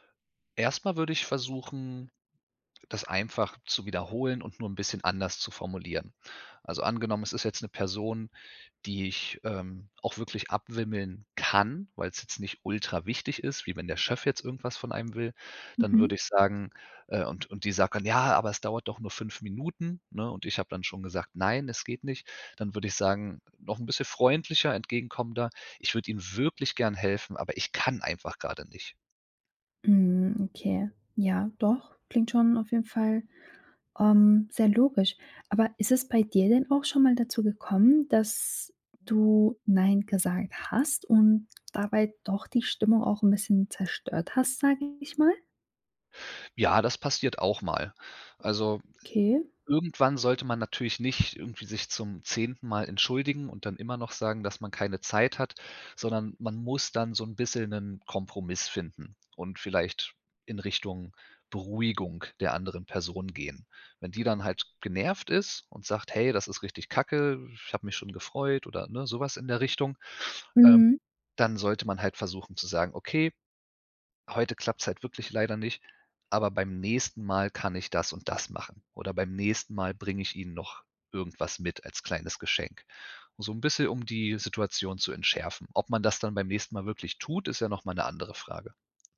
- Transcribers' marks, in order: stressed: "kann"; put-on voice: "Ja"; stressed: "wirklich"; stressed: "kann"; drawn out: "Mhm"
- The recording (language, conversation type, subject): German, podcast, Wie sagst du Nein, ohne die Stimmung zu zerstören?